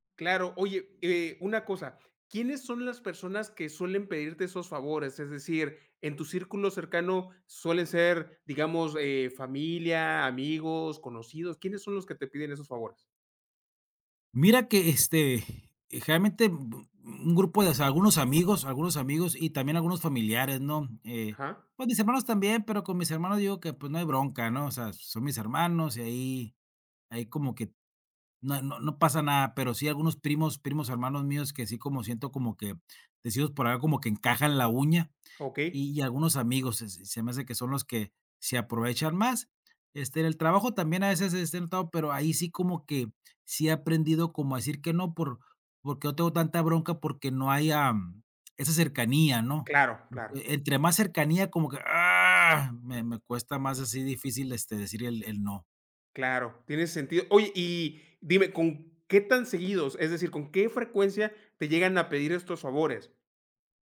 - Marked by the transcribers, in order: stressed: "ah"
- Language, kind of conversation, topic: Spanish, advice, ¿Cómo puedo aprender a decir que no cuando me piden favores o me hacen pedidos?